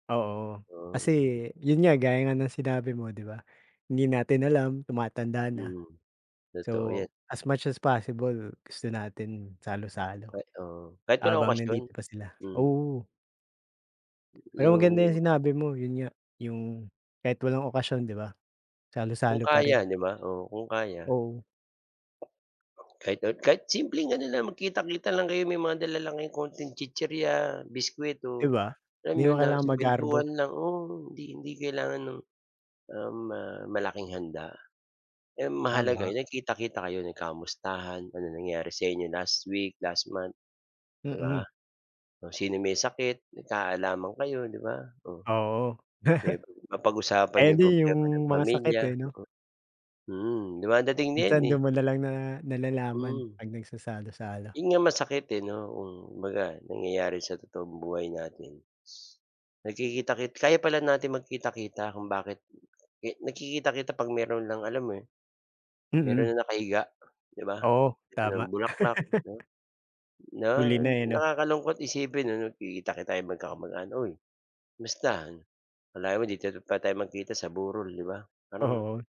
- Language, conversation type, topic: Filipino, unstructured, Paano mo ilalarawan ang kahalagahan ng tradisyon sa ating buhay?
- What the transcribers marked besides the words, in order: in English: "so, as much as possible"; tapping; other background noise; sniff; laugh; laugh